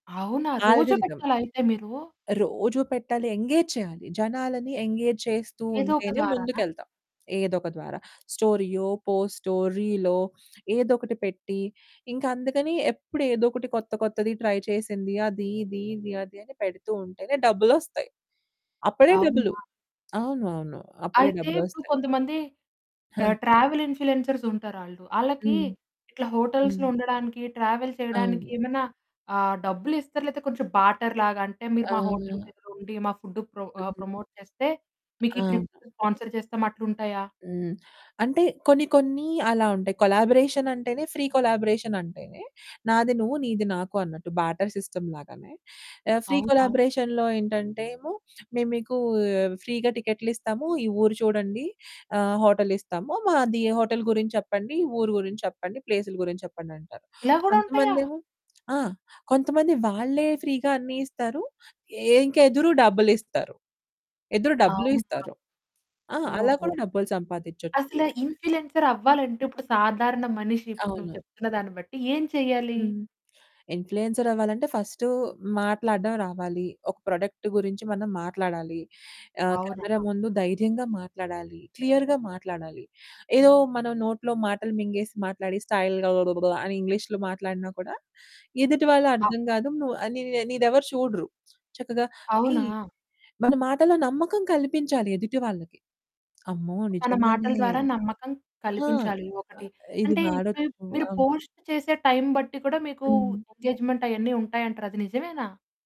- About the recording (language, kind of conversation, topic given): Telugu, podcast, ఇన్ఫ్లుఎన్సర్‌లు డబ్బు ఎలా సంపాదిస్తారు?
- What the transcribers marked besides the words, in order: in English: "ఆల్గరితం"; in English: "ఎంగేజ్"; in English: "ఎంగేజ్"; in English: "ట్రై"; static; in English: "ట్రావెల్ ఇన్‌ఫ్లుయెన్సర్స్"; in English: "హోటల్స్‌లో"; in English: "ట్రావెల్"; other background noise; in English: "బార్టర్"; distorted speech; in English: "ఫుడ్‌ను"; in English: "ప్రమోట్"; in English: "ట్రిప్‌ను స్పాన్సర్"; in English: "కొలాబరేషన్"; in English: "ఫ్రీ కొలాబరేషన్"; in English: "బార్టర్ సిస్టమ్"; in English: "ఫ్రీ కొలాబరేషన్‌లో"; in English: "ఫ్రీగా"; in English: "ఫ్రీగా"; in English: "ఇన్‌ఫ్లుయెన్సర్"; in English: "ఇన్‌ఫ్లుయెన్సర్"; in English: "ఫస్ట్"; in English: "ప్రొడక్ట్"; in English: "కెమెరా"; in English: "క్లియర్‌గా"; in English: "స్టైల్‌గా"; other noise; in English: "పోస్ట్"; in English: "టైమ్"; in English: "ఎంగేజ్‌మెంట్"